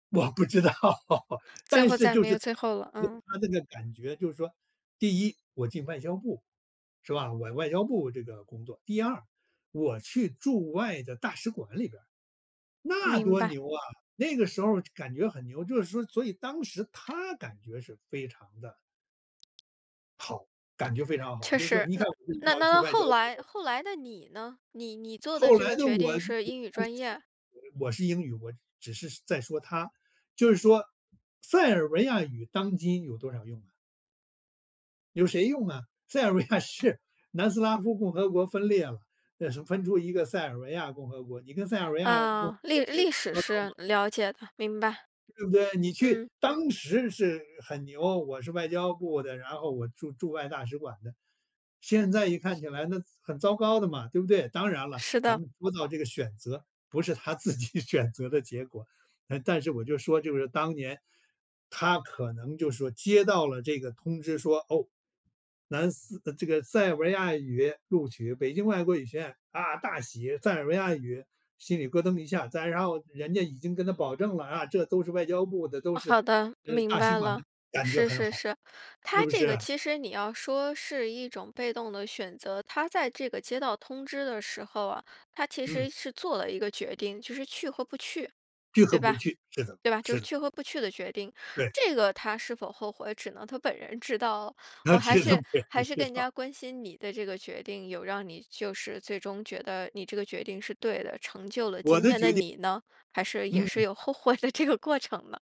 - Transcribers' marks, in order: laughing while speaking: "我不知道"; laugh; tapping; unintelligible speech; laughing while speaking: "维亚是"; other noise; laughing while speaking: "自己选择的结果"; laughing while speaking: "他知道，肯定知道"; laughing while speaking: "悔的这个过程呢？"
- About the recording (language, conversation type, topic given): Chinese, podcast, 你怎么做决定才能尽量不后悔？